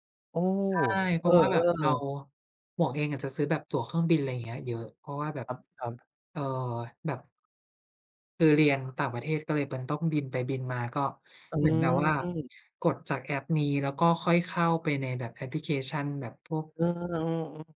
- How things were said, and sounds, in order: other background noise
- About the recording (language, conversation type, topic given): Thai, unstructured, คุณมีเคล็ดลับง่ายๆ ในการประหยัดเงินอะไรบ้าง?